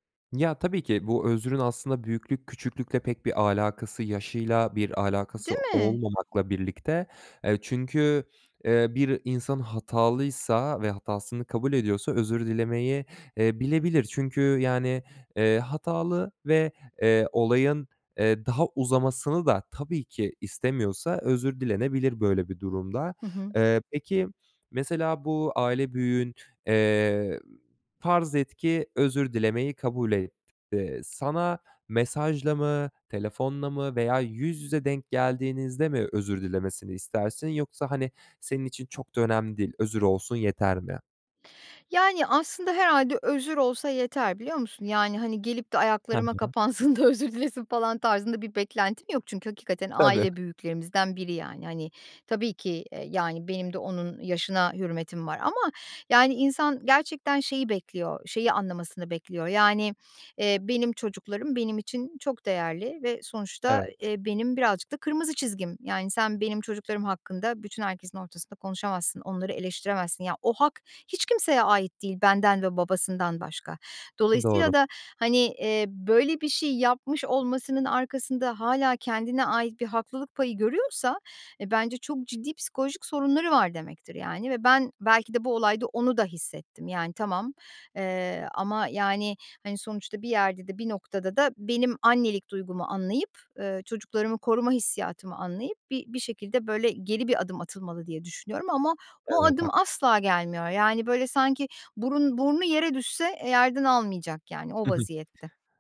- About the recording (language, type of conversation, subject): Turkish, advice, Samimi bir şekilde nasıl özür dileyebilirim?
- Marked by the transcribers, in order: other background noise; laughing while speaking: "özür dilesin"; tapping